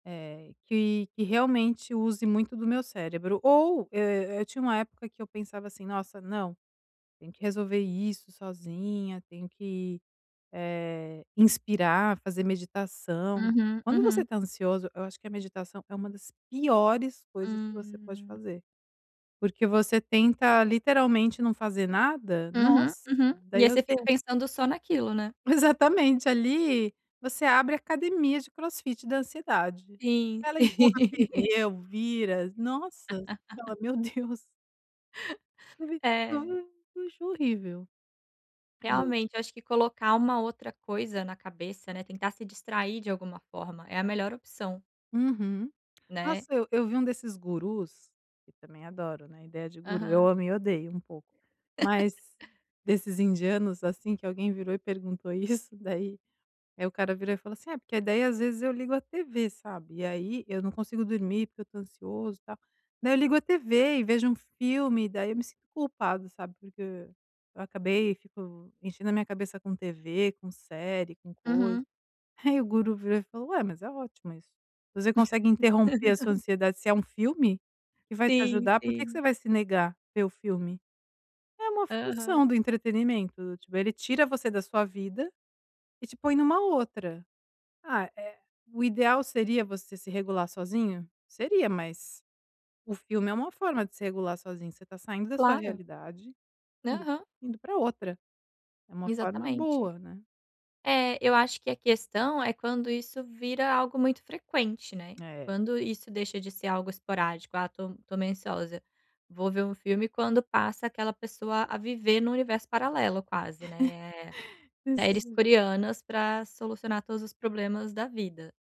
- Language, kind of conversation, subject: Portuguese, advice, Como posso aceitar a ansiedade como uma reação natural?
- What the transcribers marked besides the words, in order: tapping; laugh; unintelligible speech; unintelligible speech; laugh; laughing while speaking: "Isso"; laugh; chuckle